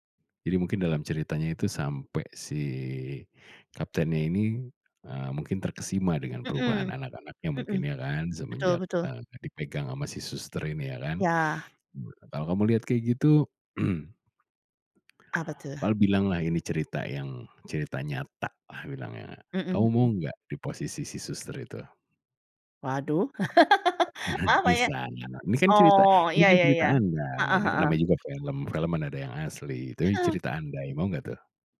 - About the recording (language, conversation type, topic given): Indonesian, podcast, Film apa yang pernah membuatmu ingin melarikan diri sejenak dari kenyataan?
- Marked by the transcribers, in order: other background noise; tapping; other noise; throat clearing; laugh; laughing while speaking: "Bener"; in Sundanese: "pisan"